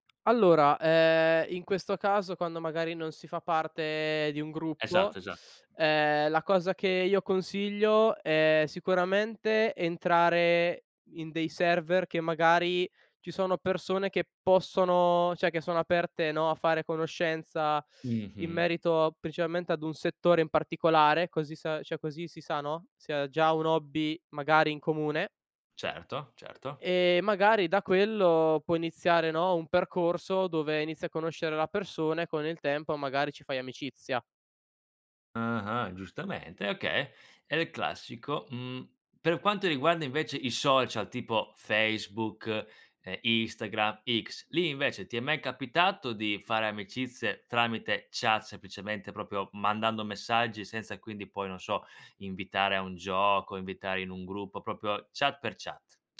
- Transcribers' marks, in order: "cioè" said as "ceh"; "principalmente" said as "pricialmente"; "cioè" said as "ceh"; "proprio" said as "propio"; "proprio" said as "propio"
- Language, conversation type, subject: Italian, podcast, Come costruire fiducia online, sui social o nelle chat?